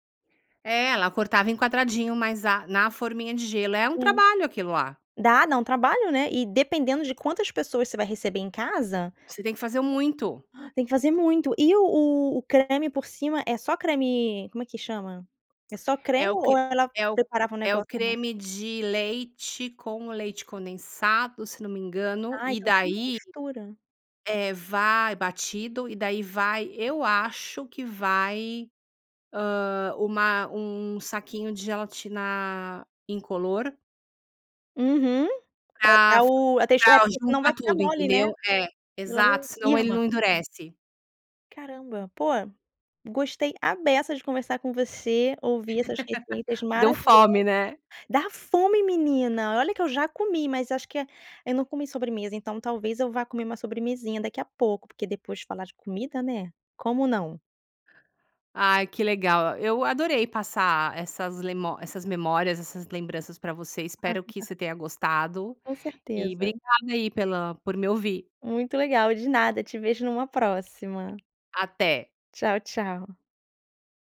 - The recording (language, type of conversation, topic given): Portuguese, podcast, Que prato dos seus avós você ainda prepara?
- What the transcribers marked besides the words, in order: laugh; chuckle